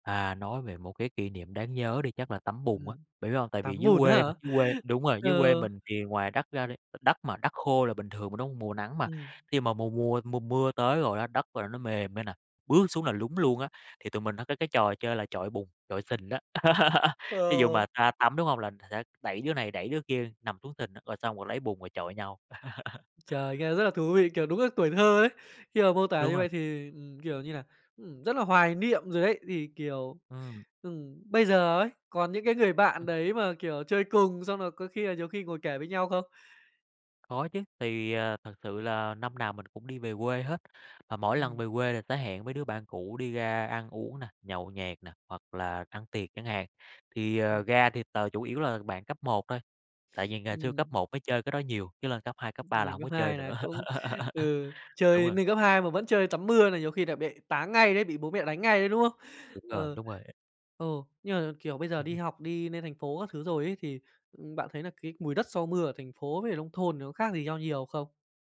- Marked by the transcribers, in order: laugh; tapping; laugh; other background noise; laugh; other noise
- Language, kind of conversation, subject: Vietnamese, podcast, Bạn có ấn tượng gì về mùi đất sau cơn mưa không?